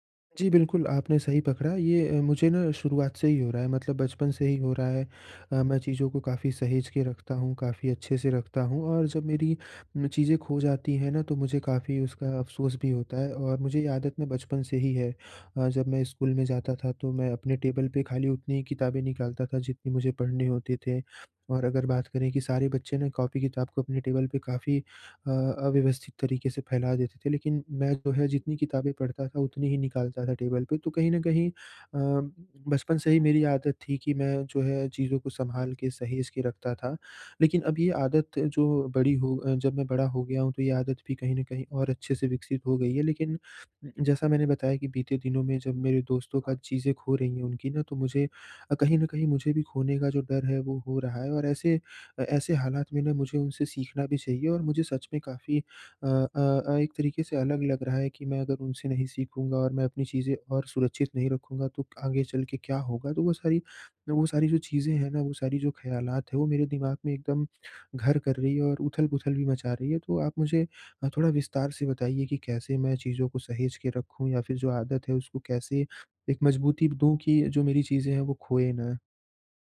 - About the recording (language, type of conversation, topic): Hindi, advice, परिचित चीज़ों के खो जाने से कैसे निपटें?
- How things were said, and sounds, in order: none